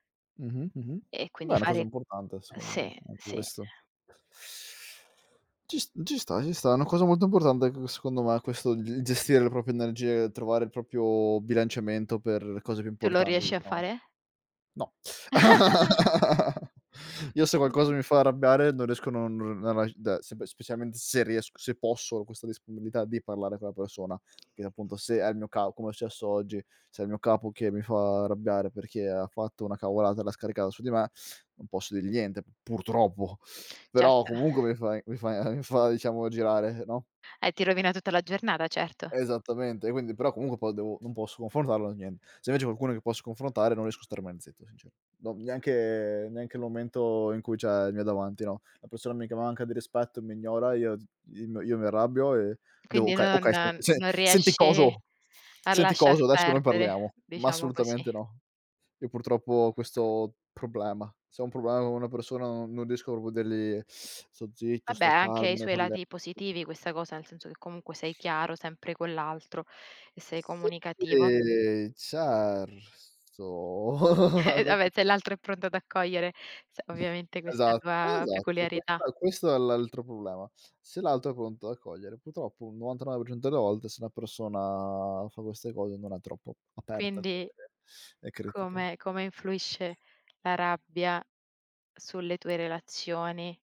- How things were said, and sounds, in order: unintelligible speech; "proprio" said as "propio"; chuckle; laugh; unintelligible speech; tapping; stressed: "purtroppo"; laughing while speaking: "a"; "cioè" said as "ceh"; angry: "Okay, okay. Sen-sen senti coso, senti coso, adesso noi parliamo"; other background noise; drawn out: "Sì, certo"; laughing while speaking: "certo"; laughing while speaking: "Eh, vabbè"; drawn out: "persona"
- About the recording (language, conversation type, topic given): Italian, unstructured, Come gestisci la rabbia quando non ti senti rispettato?